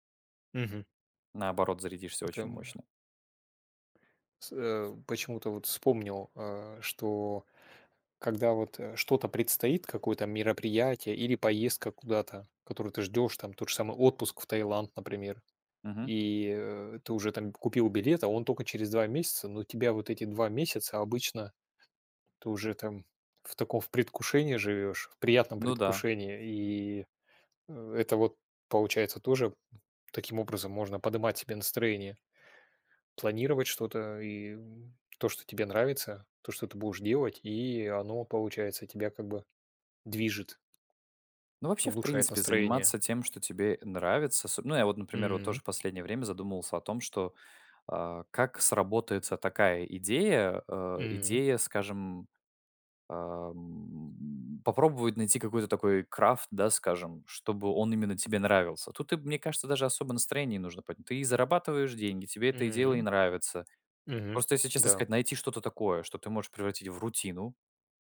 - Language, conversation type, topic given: Russian, unstructured, Что помогает вам поднять настроение в трудные моменты?
- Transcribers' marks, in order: tapping; other background noise